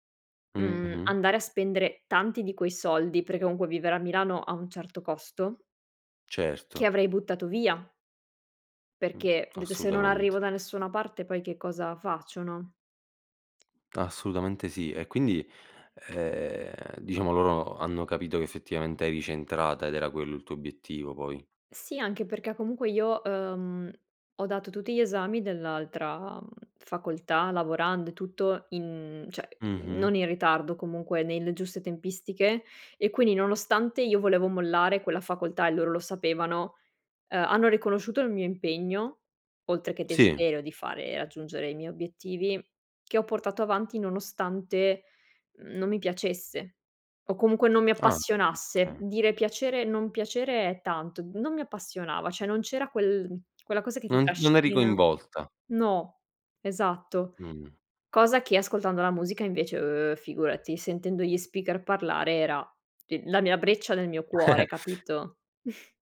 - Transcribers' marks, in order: other background noise; "cioè" said as "ceh"; drawn out: "eh"; chuckle
- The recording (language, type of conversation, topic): Italian, podcast, Come racconti una storia che sia personale ma universale?